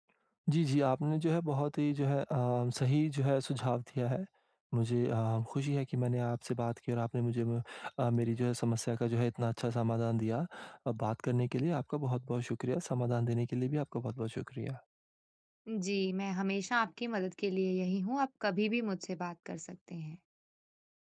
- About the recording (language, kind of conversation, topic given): Hindi, advice, मैं अनजान जगहों पर अपनी सुरक्षा और आराम कैसे सुनिश्चित करूँ?
- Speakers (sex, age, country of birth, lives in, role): female, 25-29, India, India, advisor; male, 25-29, India, India, user
- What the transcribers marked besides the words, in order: none